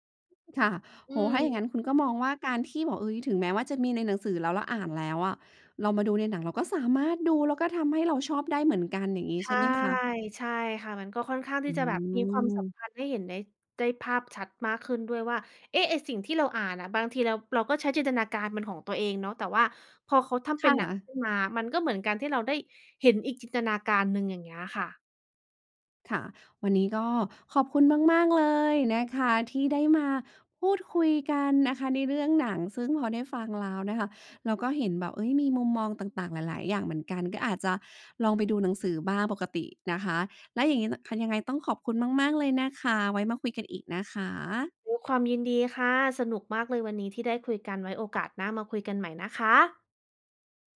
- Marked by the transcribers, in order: none
- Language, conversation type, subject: Thai, podcast, อะไรที่ทำให้หนังเรื่องหนึ่งโดนใจคุณได้ขนาดนั้น?